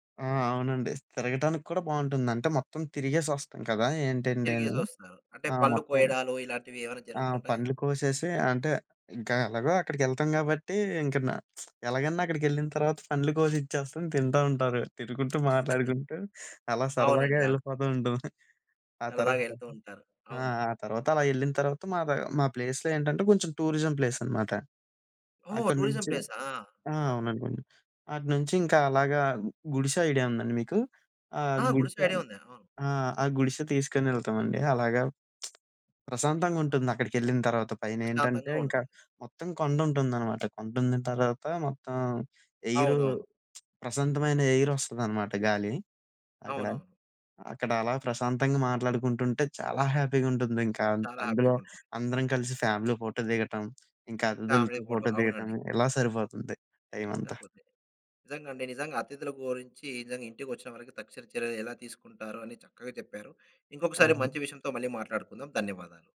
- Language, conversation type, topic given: Telugu, podcast, అతిథులు అకస్మాత్తుగా వస్తే ఇంటిని వెంటనే సిద్ధం చేయడానికి మీరు ఏమి చేస్తారు?
- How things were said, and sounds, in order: lip smack; other background noise; chuckle; laughing while speaking: "అలా సరదాగా యెళ్ళిపోతూ ఉంటాం"; in English: "ప్లేస్‌లో"; in English: "టూరిజం"; in English: "టూరిజం"; lip smack; tapping; lip smack; in English: "ఫ్యామిలీ"; in English: "ఫ్యామిలీ"